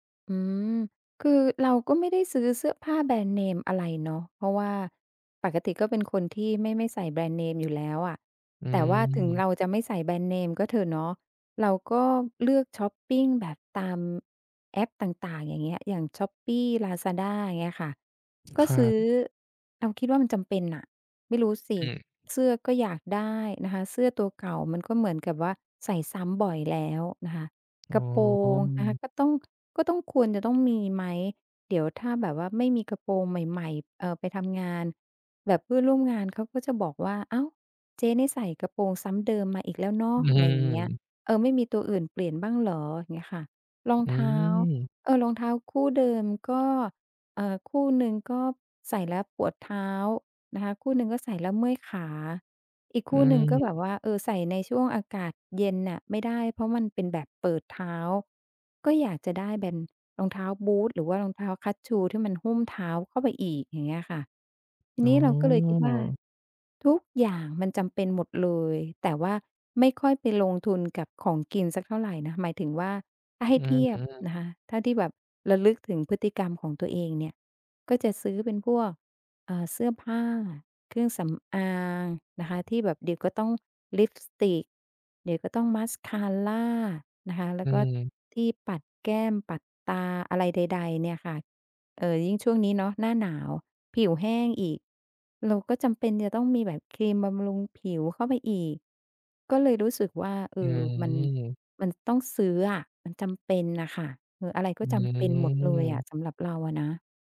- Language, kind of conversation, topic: Thai, advice, เงินเดือนหมดก่อนสิ้นเดือนและเงินไม่พอใช้ ควรจัดการอย่างไร?
- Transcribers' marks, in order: tapping; other background noise; "แบบ" said as "แบน"; drawn out: "อ๋อ"; drawn out: "อืม"